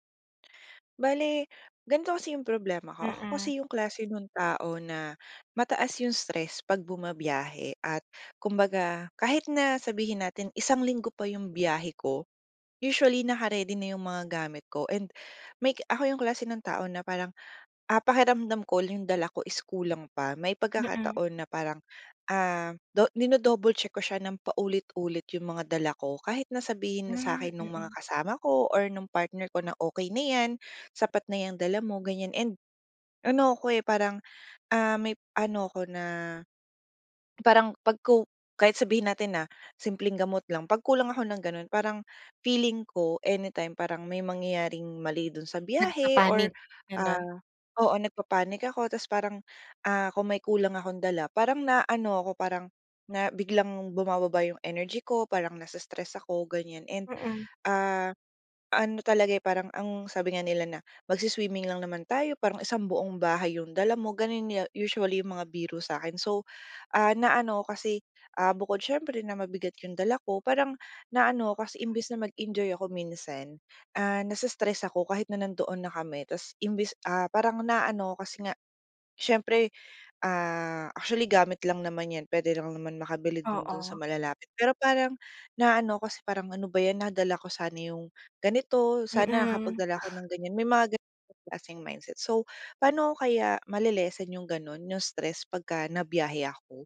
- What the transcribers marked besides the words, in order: tapping
- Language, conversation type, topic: Filipino, advice, Paano ko mapapanatili ang pag-aalaga sa sarili at mababawasan ang stress habang naglalakbay?